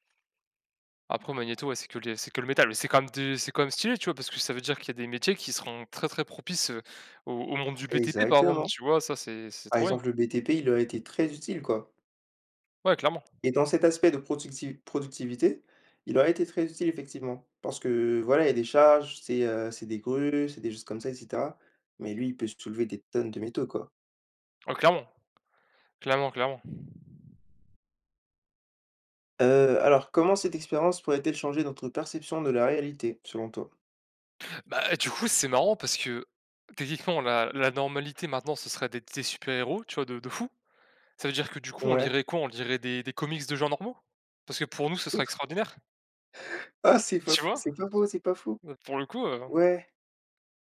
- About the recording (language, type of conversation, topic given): French, unstructured, Comment une journée où chacun devrait vivre comme s’il était un personnage de roman ou de film influencerait-elle la créativité de chacun ?
- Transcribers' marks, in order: other background noise; tapping; chuckle